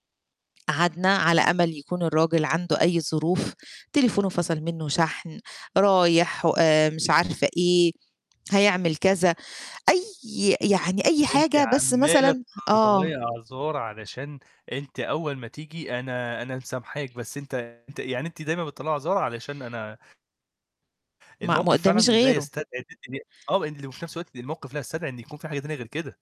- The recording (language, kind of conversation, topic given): Arabic, podcast, إيه أسوأ تجربة حصلتلك مع حجز فندق؟
- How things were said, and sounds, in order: mechanical hum; distorted speech